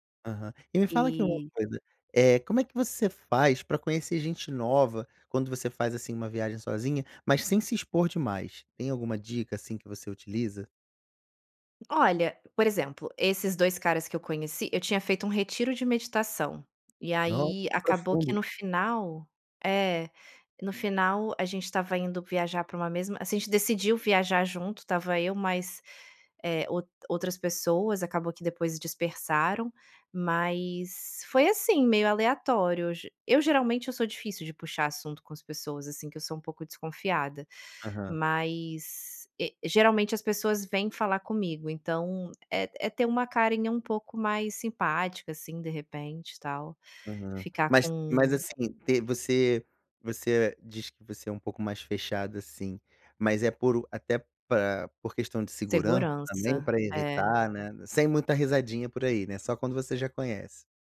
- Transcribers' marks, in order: other background noise; tapping
- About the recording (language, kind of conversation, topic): Portuguese, podcast, Quais dicas você daria para viajar sozinho com segurança?